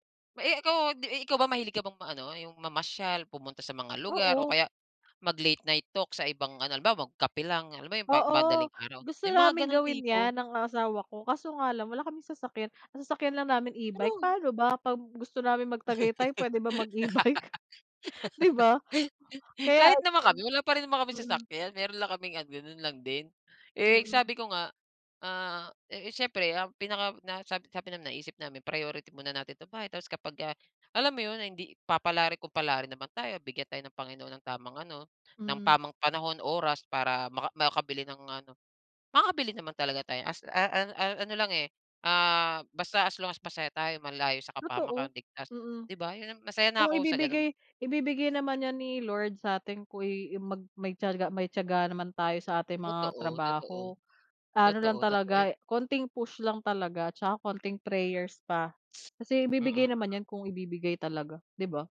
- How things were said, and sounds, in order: laugh; laugh
- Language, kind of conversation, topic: Filipino, unstructured, Ano ang ginagawa mo upang mapanatili ang saya sa relasyon?